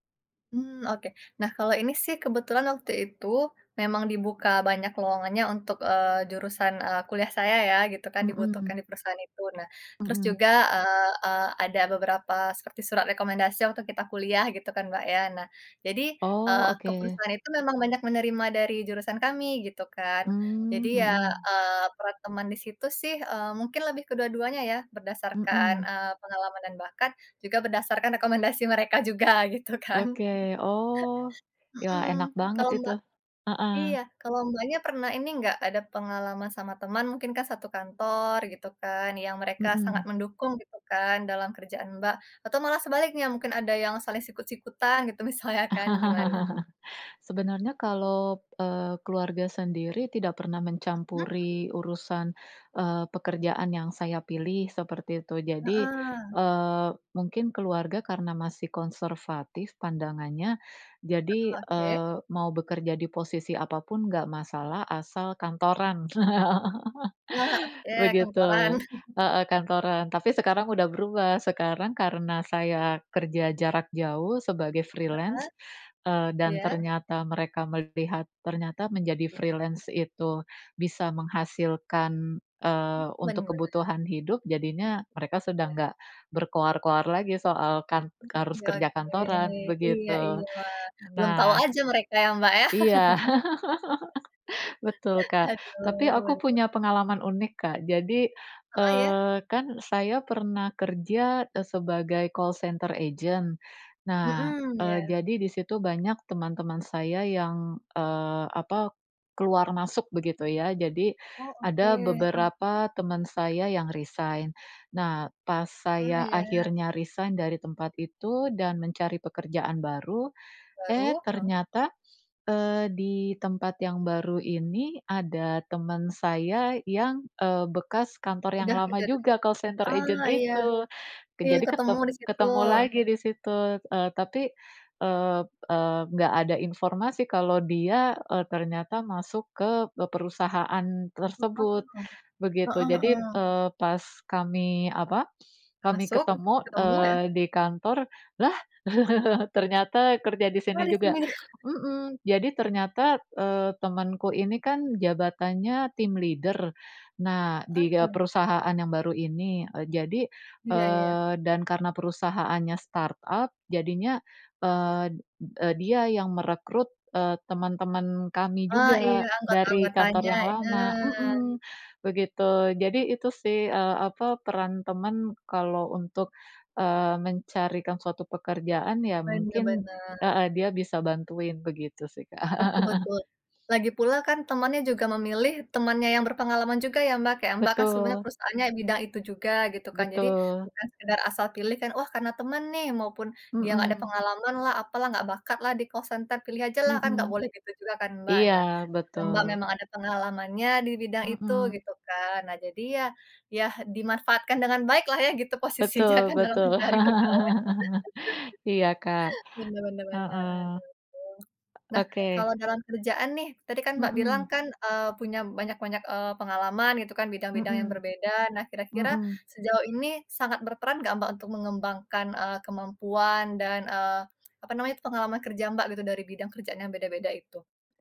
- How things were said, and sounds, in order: laughing while speaking: "mereka juga gitu kan"; chuckle; laughing while speaking: "misalnya kan"; laugh; laugh; chuckle; in English: "freelance"; in English: "freelance"; tapping; laugh; laugh; in English: "call center agent"; other background noise; in English: "call center agent"; laugh; chuckle; in English: "leader"; in English: "startup"; background speech; chuckle; in English: "call center"; laughing while speaking: "posisinya kan dalam mencari pegawai"; laugh
- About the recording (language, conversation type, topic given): Indonesian, unstructured, Bagaimana cara kamu memilih pekerjaan yang paling cocok untukmu?